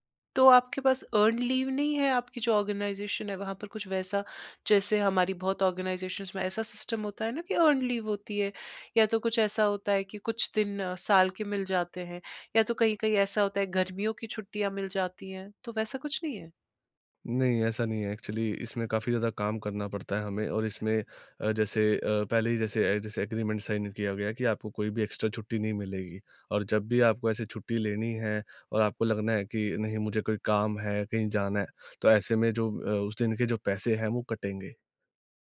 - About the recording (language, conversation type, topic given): Hindi, advice, मैं छुट्टियों में यात्रा की योजना बनाते समय तनाव कैसे कम करूँ?
- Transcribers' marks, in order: in English: "अर्न्ड लीव"; in English: "ऑर्गनाइज़ेशन"; in English: "ऑर्गनाइज़ेशन्स"; in English: "सिस्टम"; in English: "अर्न्ड लीव"; in English: "एक्चुअली"; in English: "एग्रीमेंट साइन"; in English: "एक्स्ट्रा"